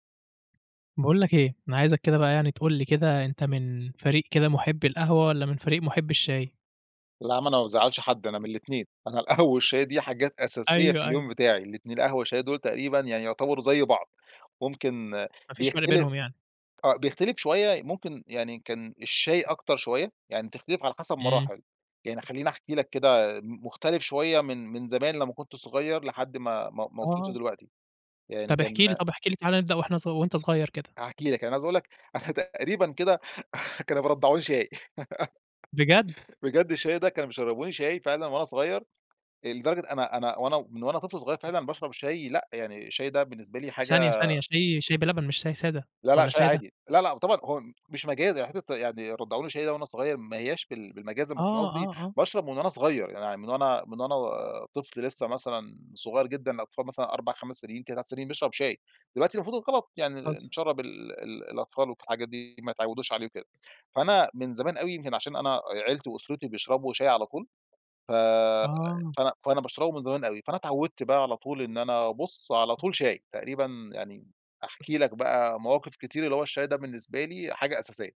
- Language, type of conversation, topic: Arabic, podcast, إيه عاداتك مع القهوة أو الشاي في البيت؟
- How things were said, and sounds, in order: laughing while speaking: "القهوة"; laughing while speaking: "أنا تقريبًا كده كانوا بيرضَّعوني شاي"; other background noise; chuckle; laugh; tapping